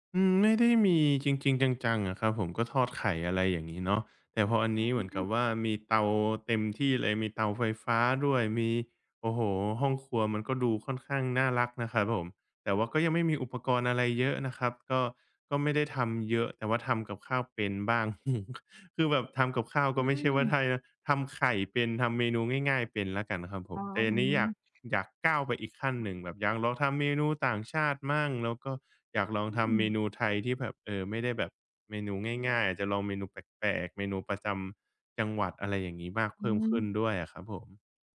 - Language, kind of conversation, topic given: Thai, advice, ฉันจะเริ่มต้นเพิ่มความมั่นใจในการทำอาหารที่บ้านได้อย่างไร?
- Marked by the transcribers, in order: other background noise; giggle; "ได้" said as "ไท่"